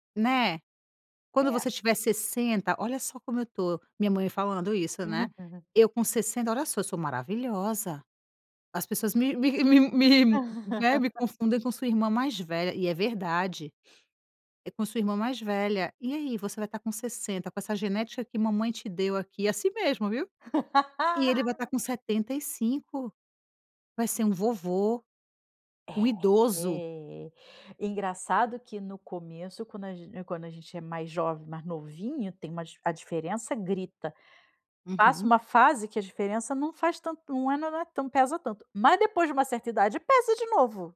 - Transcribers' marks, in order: tapping; laugh; laugh
- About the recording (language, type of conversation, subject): Portuguese, advice, Como posso dividir de forma mais justa as responsabilidades domésticas com meu parceiro?